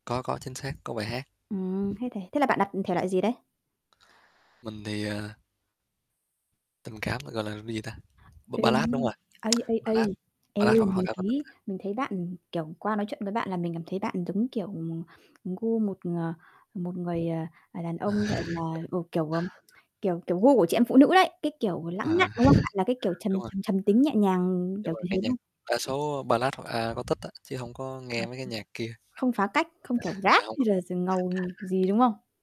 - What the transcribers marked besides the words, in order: static; other background noise; tapping; distorted speech; tsk; chuckle; tsk; chuckle; chuckle
- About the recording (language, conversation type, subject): Vietnamese, unstructured, Bạn thường thể hiện cá tính của mình qua phong cách như thế nào?
- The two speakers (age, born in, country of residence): 25-29, Vietnam, Vietnam; 30-34, Vietnam, Vietnam